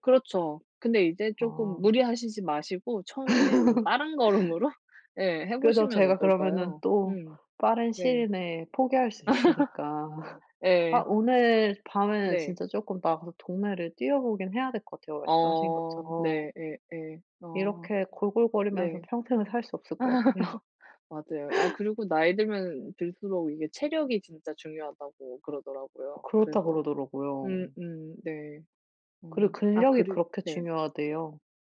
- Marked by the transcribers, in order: laugh; laughing while speaking: "걸음으로"; laugh; laugh; laughing while speaking: "같아요"; laugh
- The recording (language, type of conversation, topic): Korean, unstructured, 운동을 꾸준히 하지 않으면 어떤 문제가 생길까요?